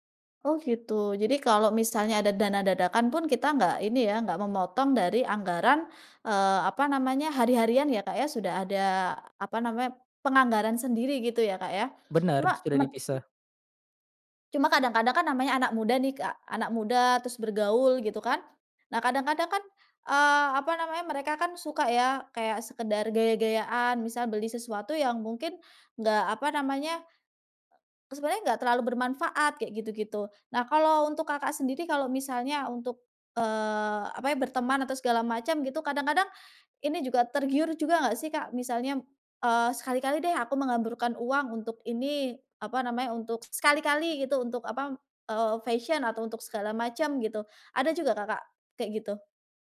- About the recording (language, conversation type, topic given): Indonesian, podcast, Bagaimana kamu menyeimbangkan uang dan kebahagiaan?
- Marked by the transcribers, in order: other background noise